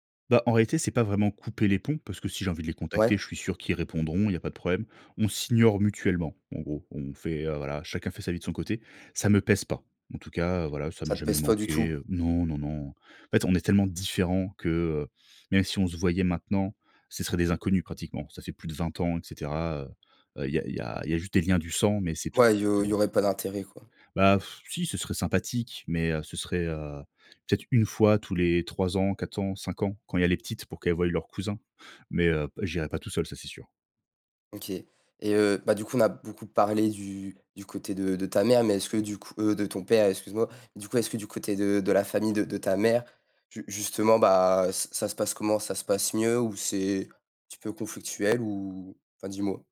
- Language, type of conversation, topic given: French, podcast, Peux-tu raconter un souvenir d'un repas de Noël inoubliable ?
- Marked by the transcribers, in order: tapping; unintelligible speech; scoff